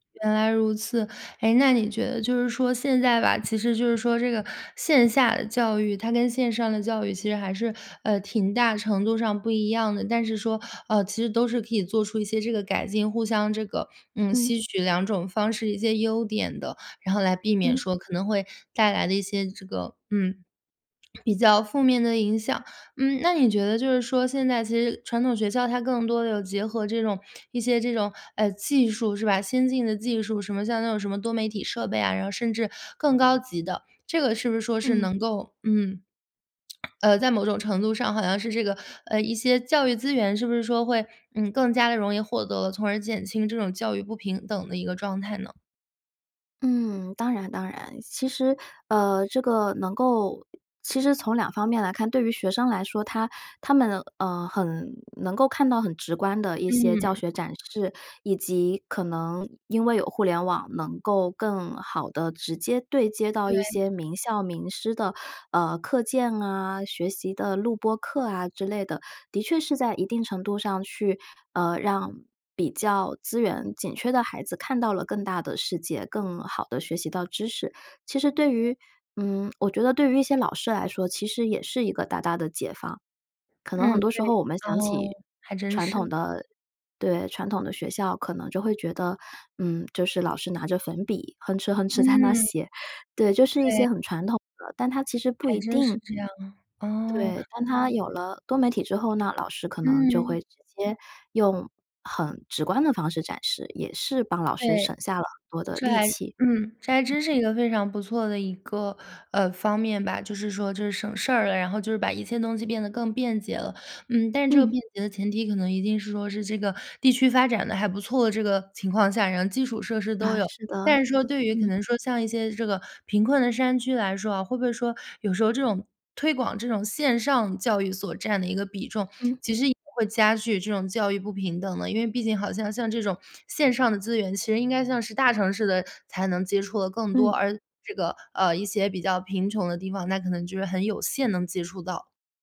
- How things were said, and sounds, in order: swallow; swallow; other background noise; laughing while speaking: "在那写"; chuckle
- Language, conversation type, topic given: Chinese, podcast, 未来的学习还需要传统学校吗？